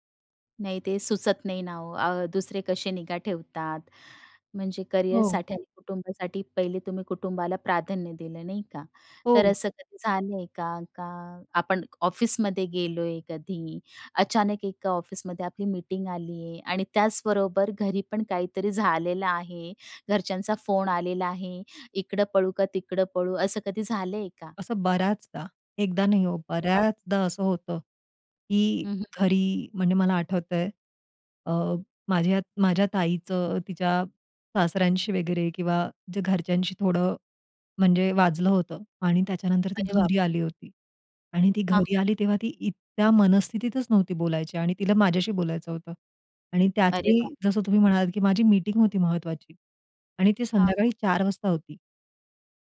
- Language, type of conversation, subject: Marathi, podcast, कुटुंब आणि करिअर यांच्यात कसा समतोल साधता?
- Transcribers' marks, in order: other background noise; other noise